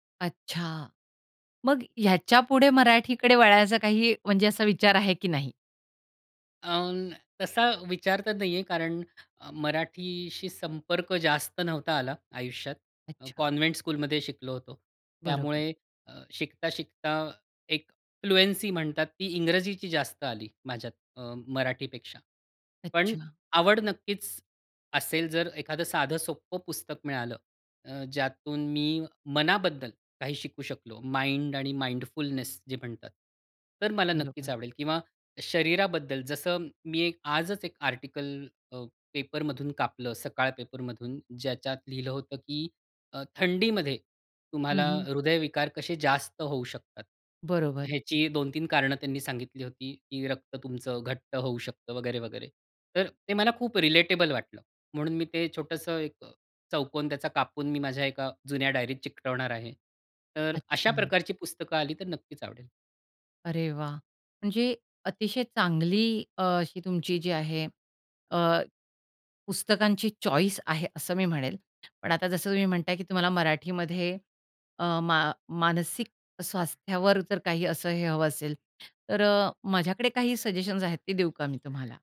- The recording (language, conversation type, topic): Marathi, podcast, एक छोटा वाचन कोपरा कसा तयार कराल?
- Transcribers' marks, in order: in English: "स्कूलमध्ये"; in English: "फ्लुएन्सी"; in English: "माइंड"; in English: "माइंडफुलनेस"; other background noise; tapping; in English: "चॉईस"